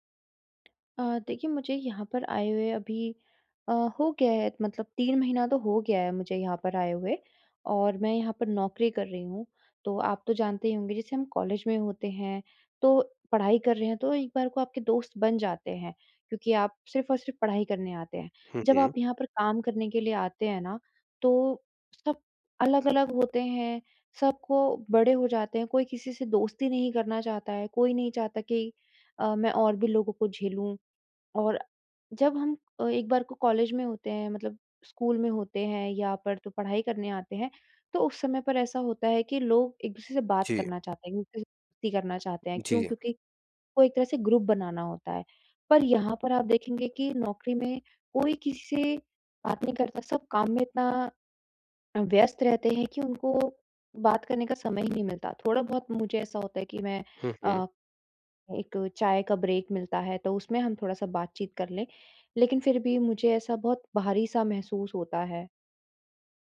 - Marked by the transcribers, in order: other noise; tapping; in English: "ग्रुप"; in English: "ब्रेक"
- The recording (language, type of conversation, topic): Hindi, advice, नए शहर में दोस्त कैसे बनाएँ और अपना सामाजिक दायरा कैसे बढ़ाएँ?